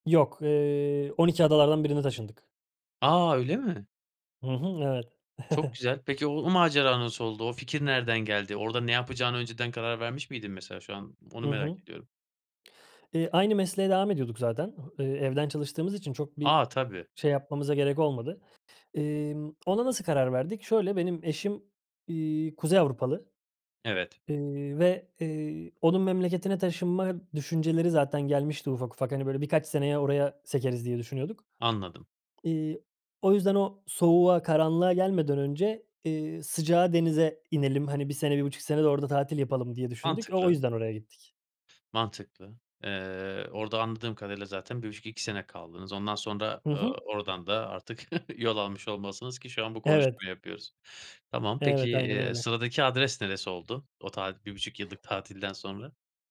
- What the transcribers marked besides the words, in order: chuckle; other background noise; tapping; chuckle
- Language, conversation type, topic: Turkish, podcast, Taşınmamın ya da memleket değiştirmemin seni nasıl etkilediğini anlatır mısın?
- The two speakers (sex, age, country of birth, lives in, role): male, 30-34, Turkey, Bulgaria, host; male, 30-34, Turkey, Sweden, guest